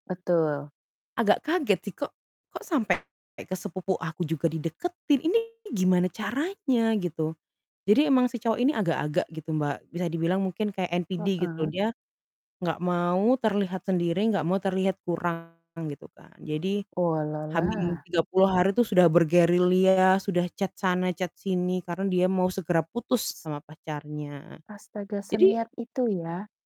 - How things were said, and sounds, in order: static; other background noise; distorted speech; in English: "NPD"; in English: "chat"; in English: "chat"
- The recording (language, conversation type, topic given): Indonesian, unstructured, Apa yang membuat seseorang jatuh cinta dalam waktu singkat?